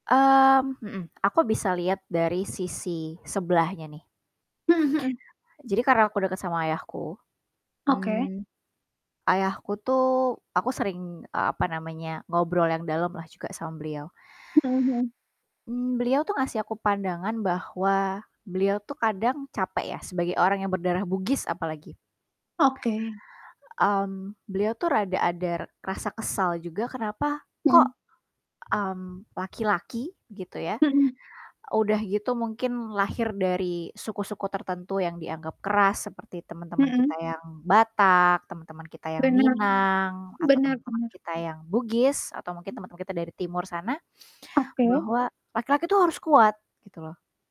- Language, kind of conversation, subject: Indonesian, unstructured, Hal apa yang paling membuatmu marah tentang stereotip terkait identitas di masyarakat?
- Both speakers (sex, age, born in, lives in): female, 20-24, Indonesia, Indonesia; female, 25-29, Indonesia, Indonesia
- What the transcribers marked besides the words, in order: static; distorted speech